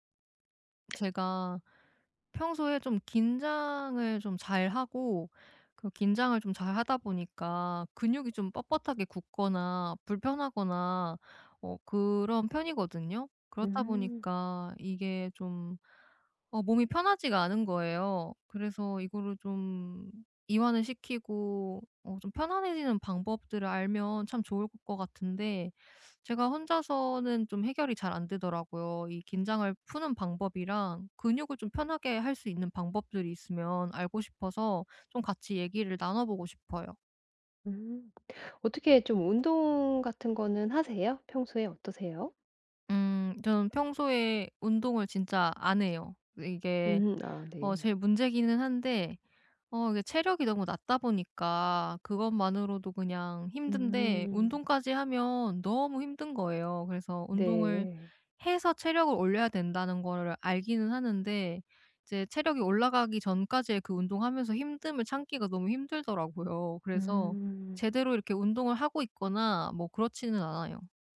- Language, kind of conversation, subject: Korean, advice, 긴장을 풀고 근육을 이완하는 방법은 무엇인가요?
- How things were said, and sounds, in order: other background noise; tapping